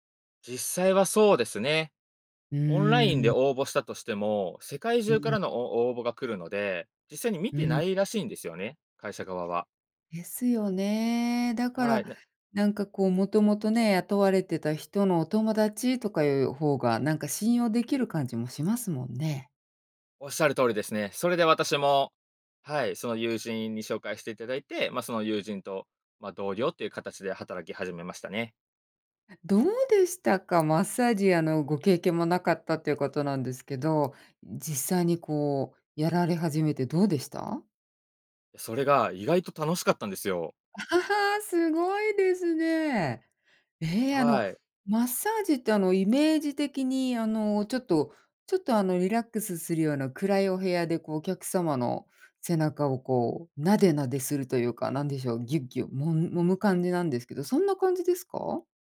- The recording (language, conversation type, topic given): Japanese, podcast, 失敗からどう立ち直りましたか？
- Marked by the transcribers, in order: joyful: "あ、は はあ、すごいですね"